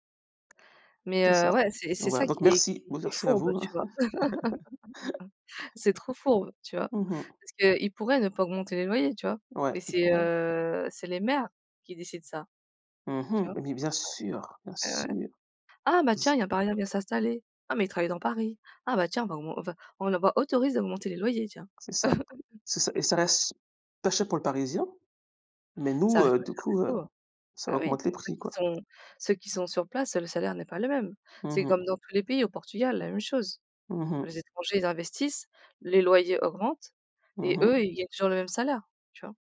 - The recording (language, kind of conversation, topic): French, unstructured, Qu’est-ce qui te rend heureux dans ta façon d’épargner ?
- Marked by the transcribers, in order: tapping; other background noise; laugh; chuckle; unintelligible speech; chuckle